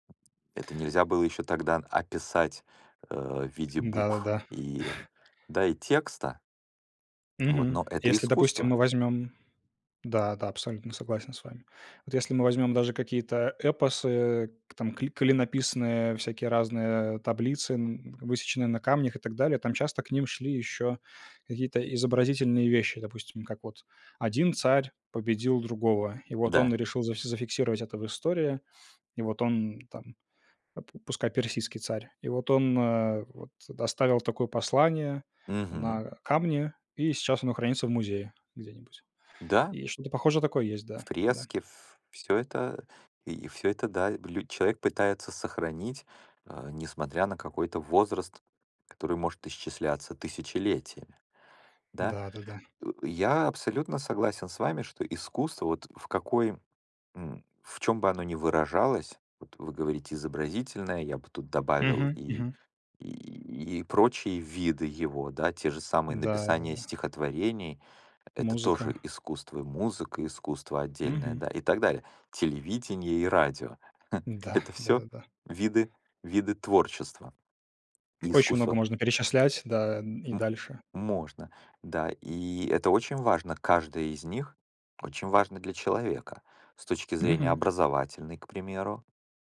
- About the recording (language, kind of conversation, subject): Russian, unstructured, Какую роль играет искусство в нашей жизни?
- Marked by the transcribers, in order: tapping; "фреске" said as "преске"; chuckle